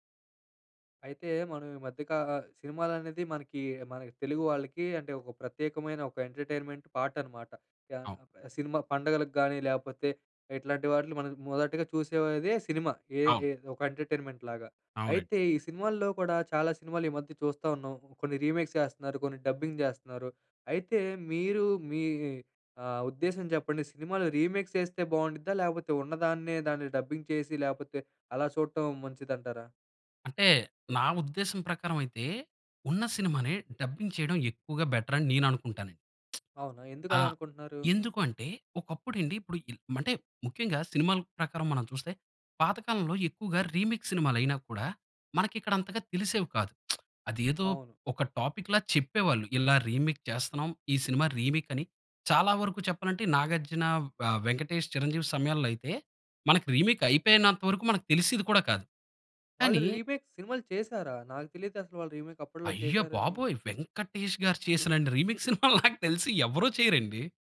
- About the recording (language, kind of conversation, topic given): Telugu, podcast, సినిమా రీమేక్స్ అవసరమా లేక అసలే మేలేనా?
- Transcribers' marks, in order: in English: "ఎంటర్‌టైన్‌మెంట్ పార్ట్"; other noise; in English: "ఎంటర్‌టైన్‌మెంట్‌లాగా"; in English: "రీమేక్స్"; in English: "డబ్బింగ్"; in English: "రీమేక్స్"; in English: "డబ్బింగ్"; in English: "డబ్బింగ్"; in English: "బెటర్"; lip smack; in English: "రీమిక్స్"; lip smack; in English: "టాపిక్‌లా"; in English: "రీమిక్"; in English: "రీమీక్"; in English: "రీమీక్"; in English: "రీ రీమేక్"; in English: "రీమేక్"; in English: "రీమిక్స్"; laughing while speaking: "సినిమాలు నాకు తెలిసి"